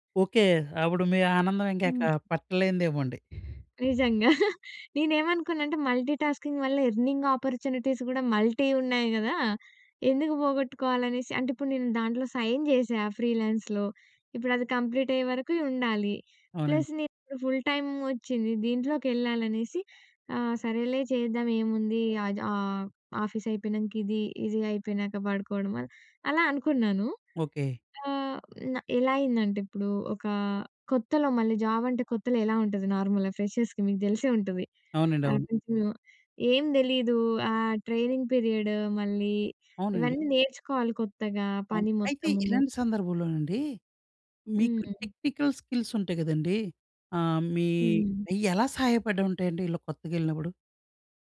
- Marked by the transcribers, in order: tapping; other background noise; chuckle; in English: "మల్టీటాస్కింగ్"; in English: "ఎర్నింగ్ ఆపర్చునిటీస్"; in English: "మల్టీ"; in English: "సైన్"; in English: "ఫ్రీలాన్స్‌లో"; in English: "కంప్లీట్"; in English: "ప్లస్"; in English: "ఫుల్ టైమ్"; in English: "జాబ్"; in English: "నార్మల్‌గా ఫ్రెషర్స్‌కి"; in English: "ఆఫీస్‌లో"; in English: "ట్రైనింగ్"; in English: "టెక్నికల్ స్కిల్స్"
- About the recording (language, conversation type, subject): Telugu, podcast, మల్టీటాస్కింగ్ చేయడం మానేసి మీరు ఏకాగ్రతగా పని చేయడం ఎలా అలవాటు చేసుకున్నారు?